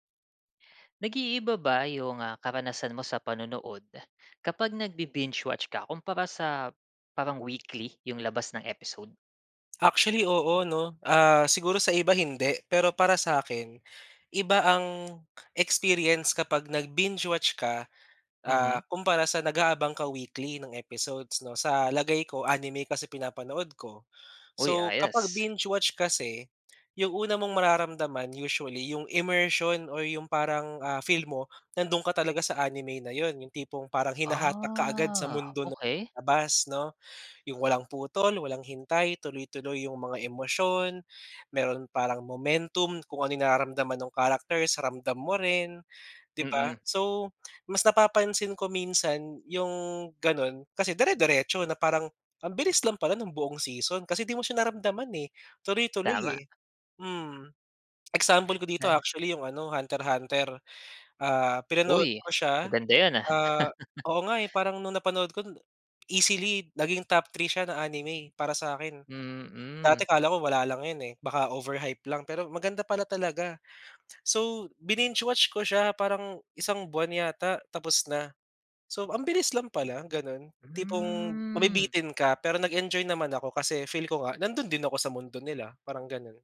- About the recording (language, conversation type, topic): Filipino, podcast, Paano nag-iiba ang karanasan mo kapag sunod-sunod mong pinapanood ang isang serye kumpara sa panonood ng tig-isang episode bawat linggo?
- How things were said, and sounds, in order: in English: "binge watch"; in English: "binge watch"; in English: "immersion"; drawn out: "Ah"; unintelligible speech; chuckle